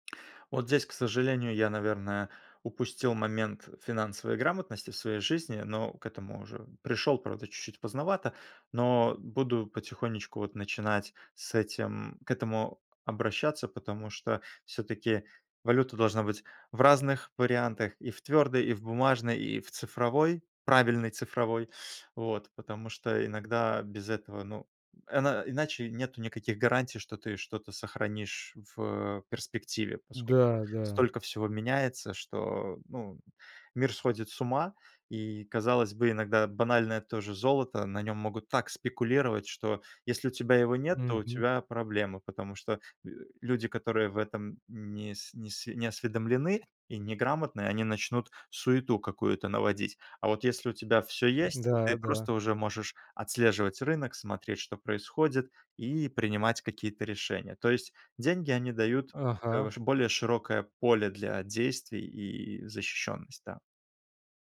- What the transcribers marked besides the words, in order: none
- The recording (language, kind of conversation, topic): Russian, podcast, О каком дне из своей жизни ты никогда не забудешь?